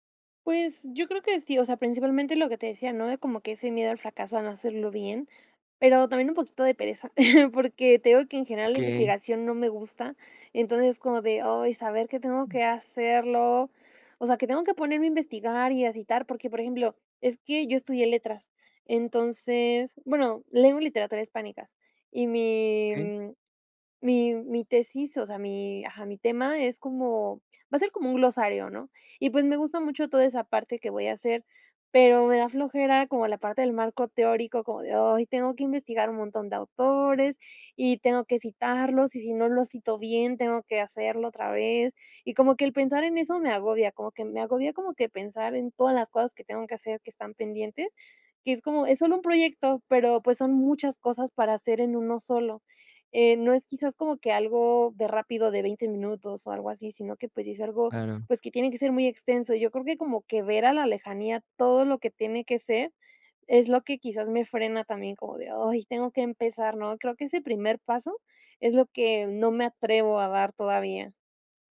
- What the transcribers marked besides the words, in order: chuckle; other background noise
- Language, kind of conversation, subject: Spanish, advice, ¿Cómo puedo dejar de procrastinar al empezar un proyecto y convertir mi idea en pasos concretos?